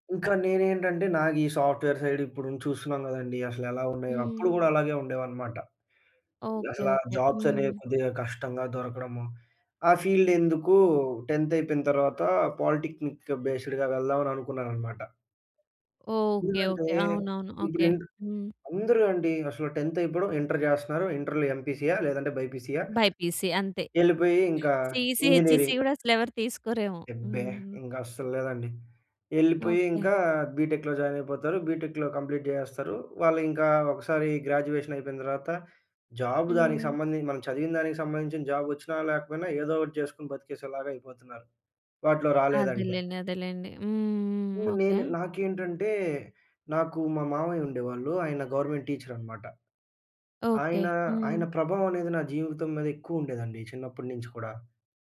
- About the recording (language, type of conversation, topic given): Telugu, podcast, మీరు తీసుకున్న ఒక నిర్ణయం మీ జీవితాన్ని ఎలా మలచిందో చెప్పగలరా?
- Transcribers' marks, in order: in English: "సాఫ్ట్ వేర్ సైడ్"; in English: "జాబ్స్"; in English: "ఫీల్డ్"; in English: "టెంత్"; in English: "పాలిటెక్నిక్ బేస్డ్‌గా"; in English: "టెంత్"; in English: "ఇంటర్"; in English: "ఇంటర్‌లో"; in English: "బైపీసీ"; in English: "సిఇసి, హెచ్‌ఇసి"; in English: "ఇంజినీరింగ్"; in English: "బీటెక్‌లో జాయిన్"; in English: "బీటెక్‌లో కంప్లీట్"; in English: "గ్రాడ్యుయేషన్"; in English: "జాబ్"; drawn out: "హ్మ్"; in English: "గవర్నమెంట్ టీచర్"